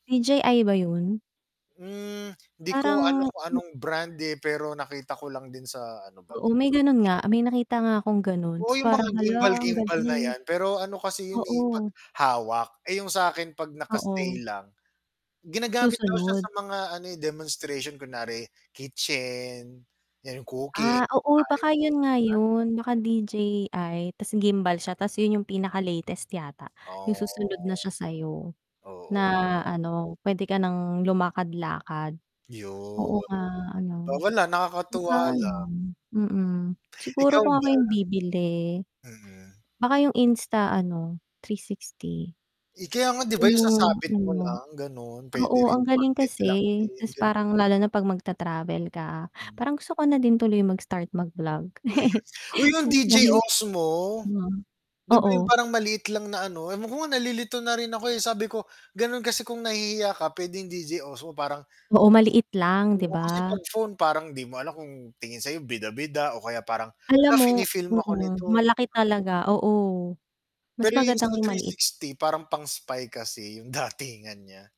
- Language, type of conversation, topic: Filipino, unstructured, Ano ang paborito mong kagamitang araw-araw mong ginagamit?
- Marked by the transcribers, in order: tapping; other noise; other background noise; distorted speech; static; unintelligible speech; drawn out: "Oh"; "DJI" said as "DJ"; chuckle; "DJI" said as "DJ"